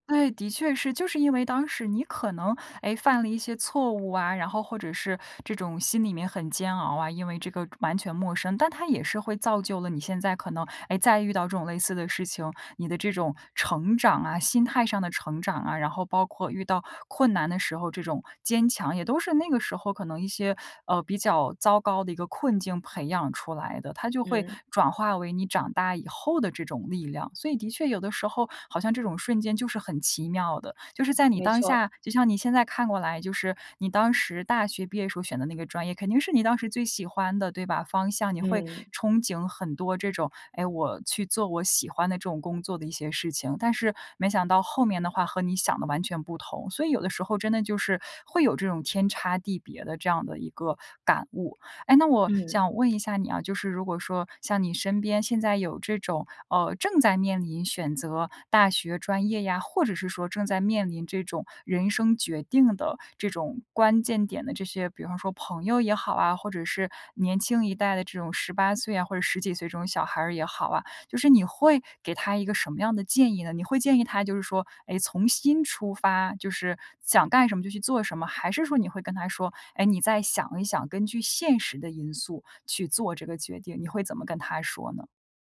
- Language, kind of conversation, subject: Chinese, podcast, 你最想给年轻时的自己什么建议？
- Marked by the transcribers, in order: none